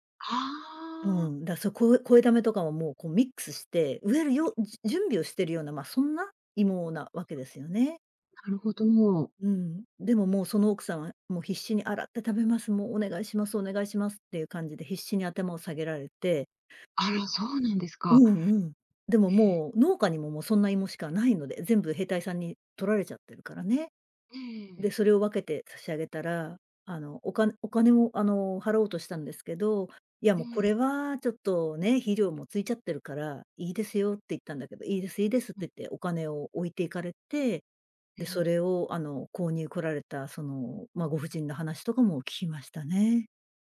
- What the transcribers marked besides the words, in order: other background noise
- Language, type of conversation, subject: Japanese, podcast, 祖父母から聞いた面白い話はありますか？